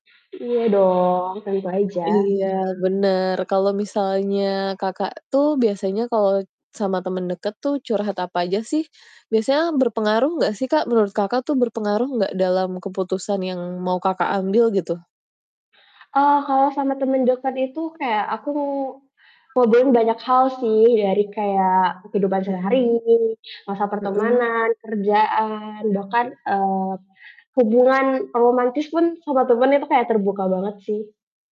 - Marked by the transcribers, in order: distorted speech; other background noise; static
- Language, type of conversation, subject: Indonesian, unstructured, Apa pengaruh teman dekat terhadap keputusan penting dalam hidupmu?